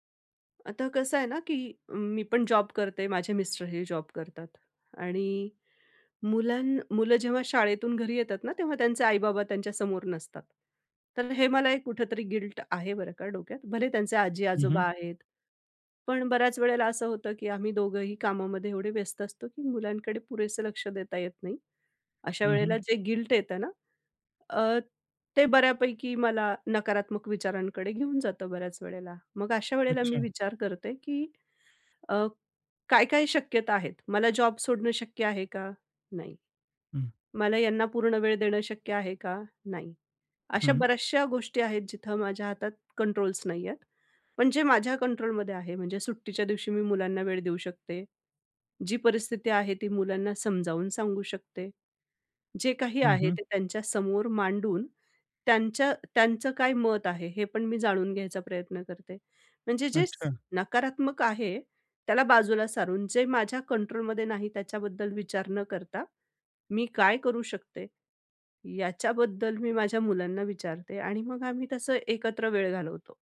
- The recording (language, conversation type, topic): Marathi, podcast, तुम्ही स्वतःची काळजी घेण्यासाठी काय करता?
- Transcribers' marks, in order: in English: "गिल्ट"; other background noise; in English: "गिल्ट"; tapping